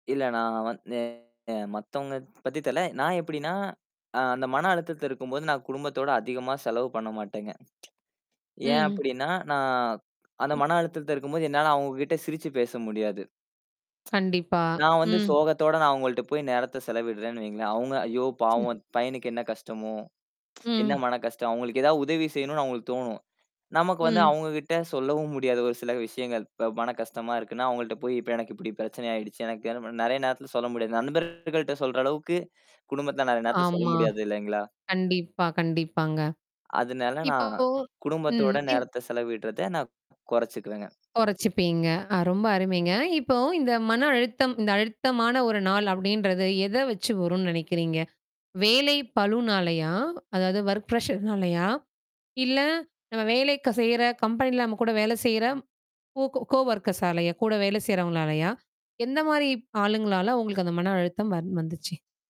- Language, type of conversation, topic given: Tamil, podcast, அழுத்தமான ஒரு நாளுக்குப் பிறகு சற்று ஓய்வெடுக்க நீங்கள் என்ன செய்கிறீர்கள்?
- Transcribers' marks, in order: distorted speech; tsk; other noise; tsk; other background noise; tsk; other animal sound; in English: "ஒர்க் ப்ரெஷர்னாலயா?"; in English: "கம்பெனில"; in English: "கோ கோ கோ ஒர்க்கர்ஸ்ஸாலயா?"